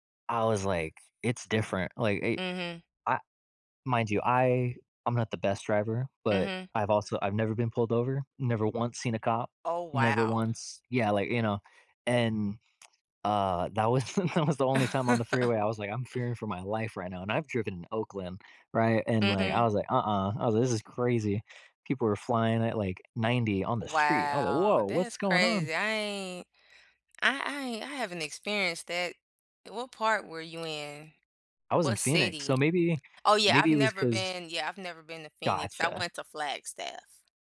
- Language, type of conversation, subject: English, unstructured, What good news have you heard lately that made you smile?
- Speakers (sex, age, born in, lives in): female, 35-39, United States, United States; male, 20-24, United States, United States
- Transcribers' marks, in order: other background noise; laugh; chuckle; drawn out: "Wow"